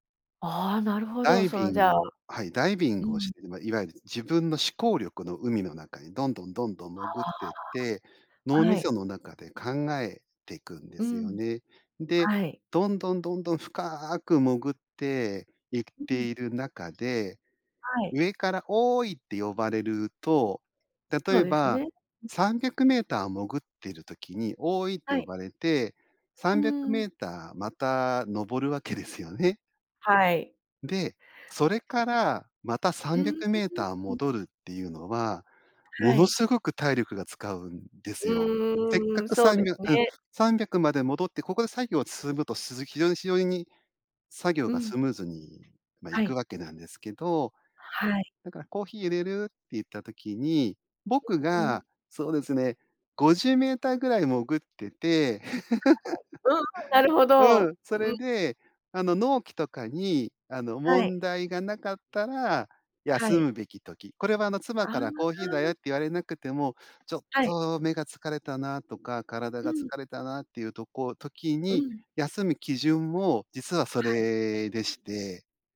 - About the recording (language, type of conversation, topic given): Japanese, podcast, 休むべきときと頑張るべきときは、どう判断すればいいですか？
- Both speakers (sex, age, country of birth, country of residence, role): female, 35-39, Japan, Japan, host; male, 50-54, Japan, Japan, guest
- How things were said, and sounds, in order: laughing while speaking: "わけですよね"; laugh